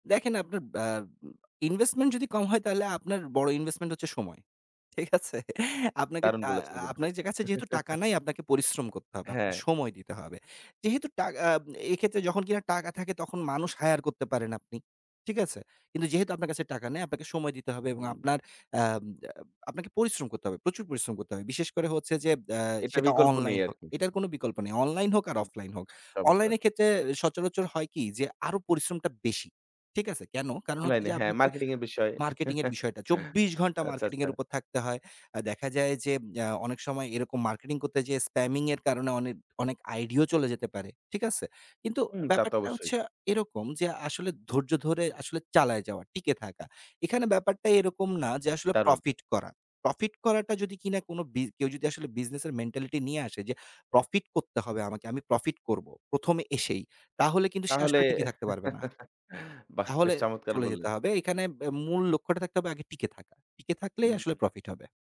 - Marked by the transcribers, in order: laughing while speaking: "ঠিক আছে?"; laugh; in English: "হায়ার"; chuckle; other background noise; chuckle
- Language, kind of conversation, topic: Bengali, podcast, কম বাজেটে শুরু করার জন্য আপনি কী পরামর্শ দেবেন?